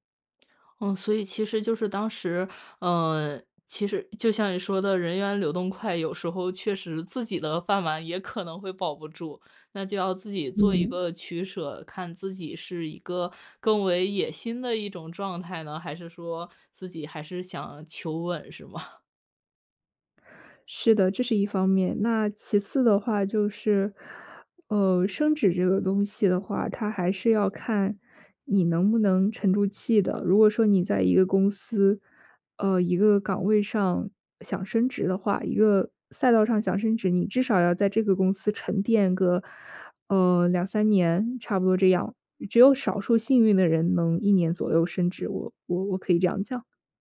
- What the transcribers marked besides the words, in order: other background noise; laughing while speaking: "吗？"; chuckle
- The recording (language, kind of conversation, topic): Chinese, podcast, 你会给刚踏入职场的人什么建议？